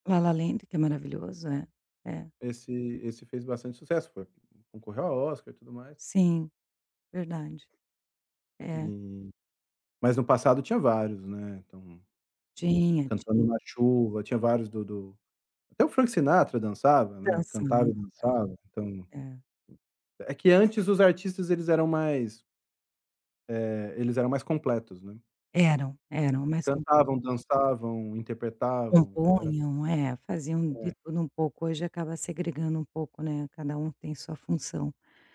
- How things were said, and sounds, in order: other background noise
- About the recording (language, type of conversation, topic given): Portuguese, podcast, De que forma uma novela, um filme ou um programa influenciou as suas descobertas musicais?